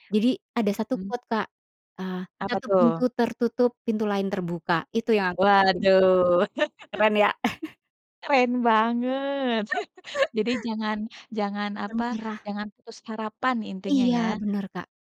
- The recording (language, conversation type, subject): Indonesian, podcast, Pernahkah kamu mengambil keputusan impulsif yang kemudian menjadi titik balik dalam hidupmu?
- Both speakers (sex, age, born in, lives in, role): female, 35-39, Indonesia, Indonesia, host; female, 40-44, Indonesia, Indonesia, guest
- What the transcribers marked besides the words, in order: in English: "quote"; other background noise; chuckle